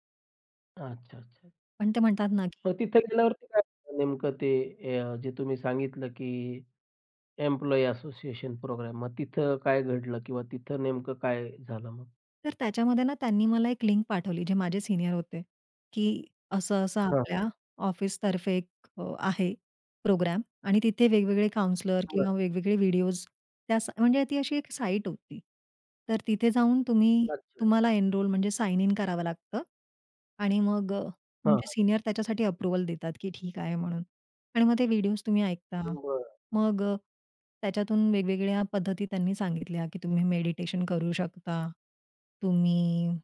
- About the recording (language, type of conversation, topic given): Marathi, podcast, मानसिक थकवा
- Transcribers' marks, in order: in English: "एम्प्लॉयी असोसिएशन प्रोग्राम"; other noise; in English: "काउंसलर"; in English: "एनरोल"